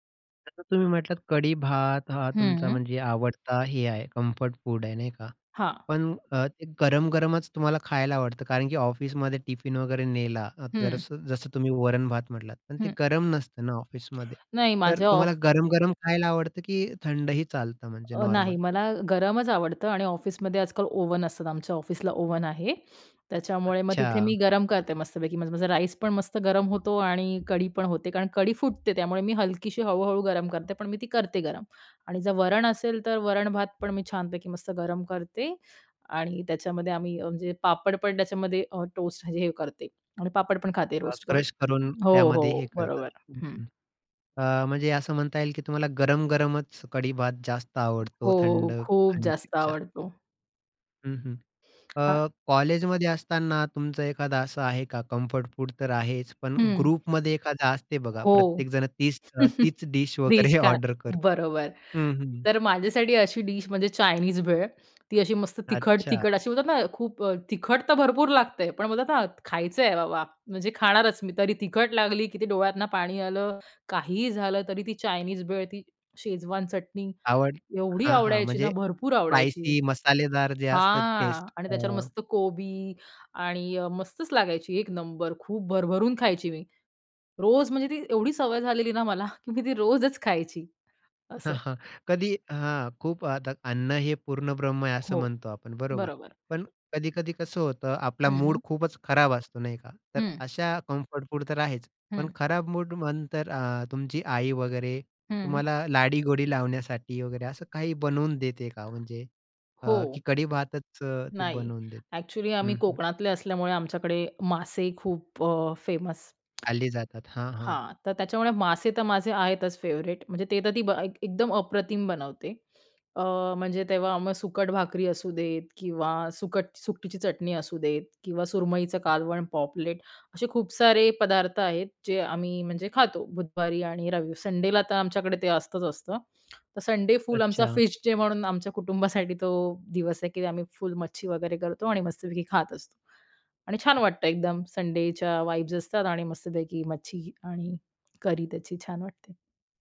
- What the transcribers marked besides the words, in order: in English: "कम्फर्ट"; other background noise; in English: "नॉर्मल"; in English: "क्रश"; in English: "रोस्ट"; in English: "कम्फर्ट"; in English: "ग्रुपमध्ये"; chuckle; laughing while speaking: "ऑर्डर कर"; in English: "स्पाइसी"; chuckle; in English: "कम्फर्ट"; in English: "फेमस"; in English: "फेवरेट"; in English: "संडेला"; in English: "संडे"; in English: "फिश डे"; in English: "संडेच्या वाईब्स"
- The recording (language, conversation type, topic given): Marathi, podcast, तुमचं ‘मनाला दिलासा देणारं’ आवडतं अन्न कोणतं आहे, आणि ते तुम्हाला का आवडतं?